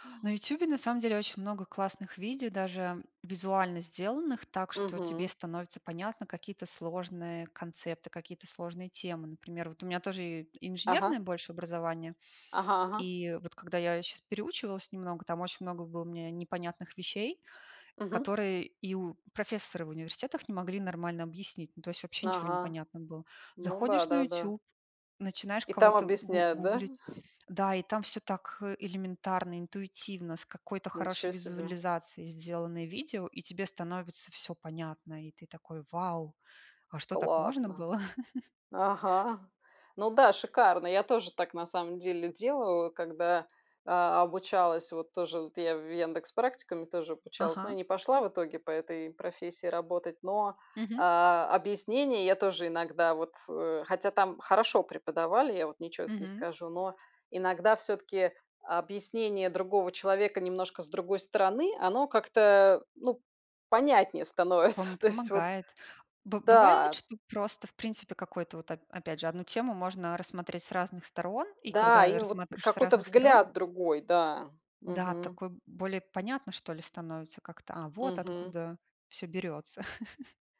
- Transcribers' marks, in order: chuckle; tapping; laughing while speaking: "Ага"; chuckle; laughing while speaking: "становится. То есть вот"; chuckle
- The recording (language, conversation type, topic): Russian, unstructured, Как интернет влияет на образование сегодня?